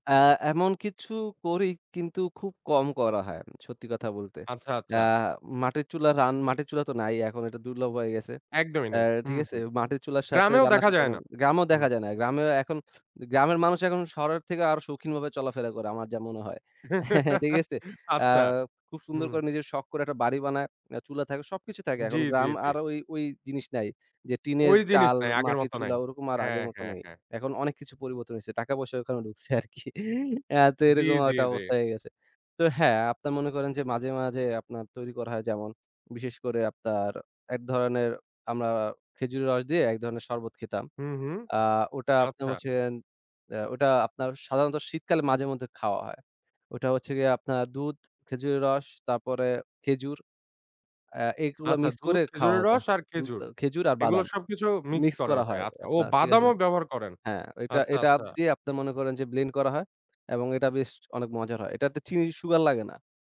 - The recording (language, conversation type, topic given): Bengali, podcast, কোন খাবার তোমাকে বাড়ির কথা মনে করায়?
- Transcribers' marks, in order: laugh; chuckle; scoff; "আপনার" said as "আপ্নাম"; "এটা" said as "এটাব"; in English: "blend"